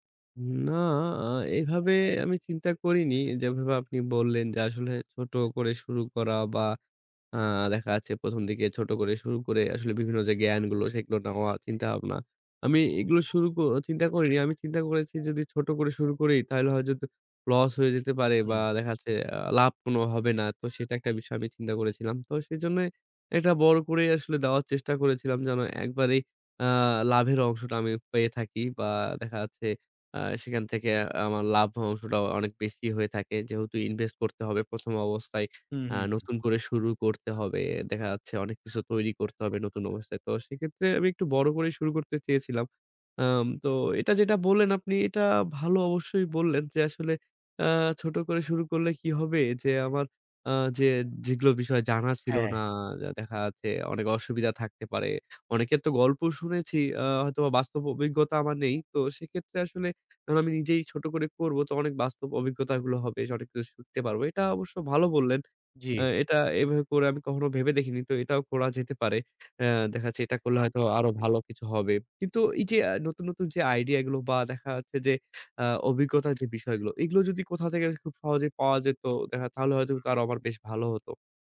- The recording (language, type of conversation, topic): Bengali, advice, নতুন প্রকল্পের প্রথম ধাপ নিতে কি আপনার ভয় লাগে?
- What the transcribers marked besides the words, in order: tapping; "নেওয়া" said as "নাওয়া"; "হয়তো" said as "হয়যেতো"; other background noise